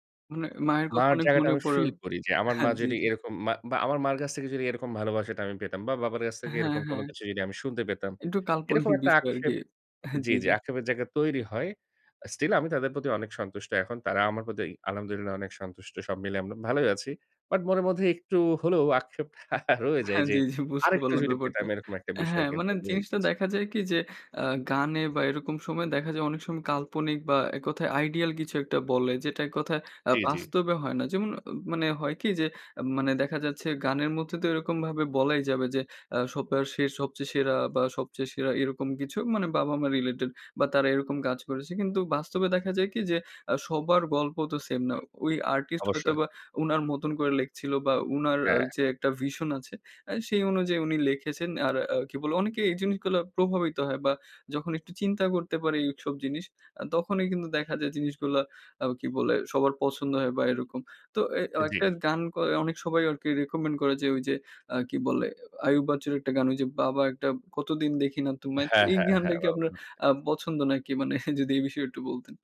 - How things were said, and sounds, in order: chuckle; in English: "আইডিয়াল"; tapping; in English: "রিলেটেড"; other background noise; in English: "ভিশন"; in English: "রিকমেন্ড"; unintelligible speech; scoff
- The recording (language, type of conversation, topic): Bengali, podcast, আপনার বাবা-মা যে গানগুলো গাইতেন বা শুনতেন, সেগুলো শুনলে আপনার কেমন লাগে?